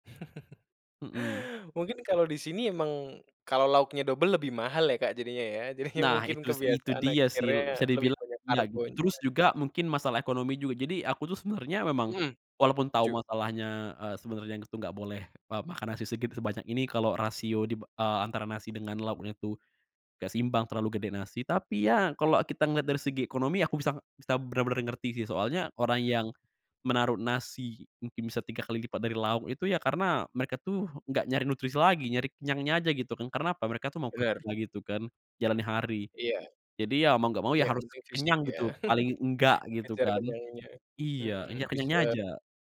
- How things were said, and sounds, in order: chuckle; laughing while speaking: "Jadinya"; chuckle
- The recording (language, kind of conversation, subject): Indonesian, podcast, Bagaimana cara kamu menjaga kebugaran tanpa pergi ke pusat kebugaran?